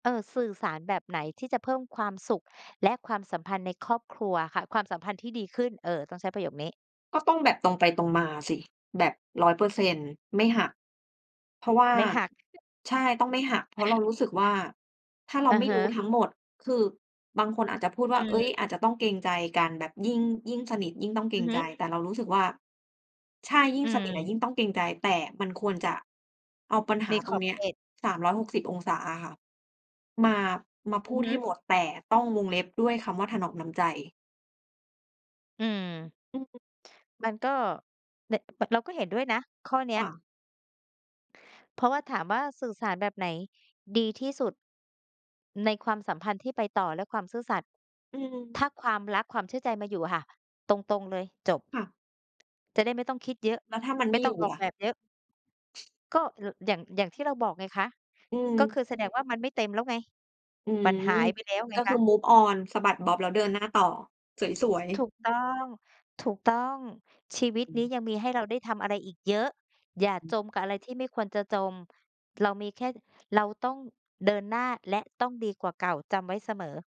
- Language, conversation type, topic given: Thai, unstructured, อะไรคือสิ่งที่ทำให้ความสัมพันธ์มีความสุข?
- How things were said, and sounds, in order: other noise; other background noise; tapping; in English: "Move on"